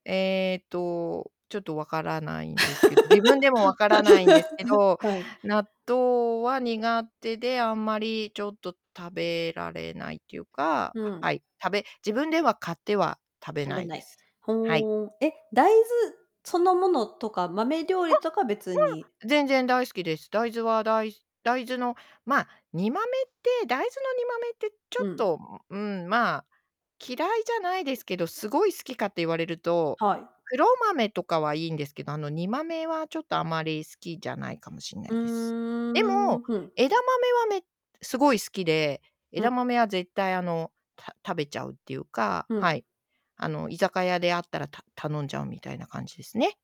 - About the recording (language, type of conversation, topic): Japanese, unstructured, 納豆はお好きですか？その理由は何ですか？
- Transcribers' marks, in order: laugh; drawn out: "うーん"